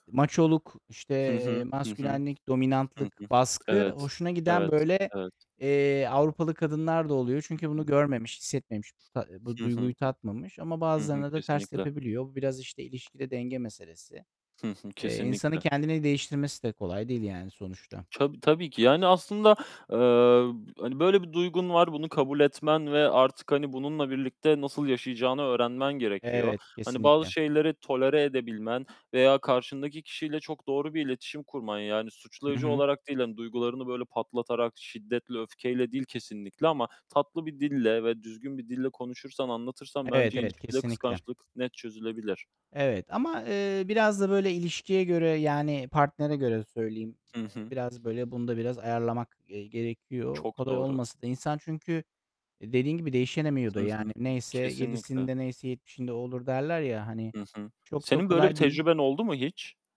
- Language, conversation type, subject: Turkish, unstructured, Bir ilişkide kıskançlık ne kadar normal kabul edilebilir?
- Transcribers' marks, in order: distorted speech; other background noise; static; tapping; "Tabii" said as "çabi"; "değişemiyor" said as "değişenemiyor"